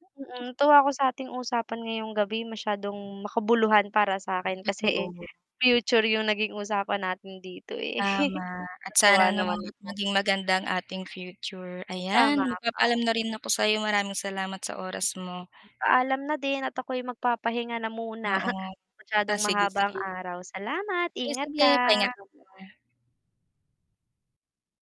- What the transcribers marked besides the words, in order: static; chuckle; snort; distorted speech
- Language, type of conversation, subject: Filipino, unstructured, Ano ang mga pangarap na nais mong makamit bago ka mag-30?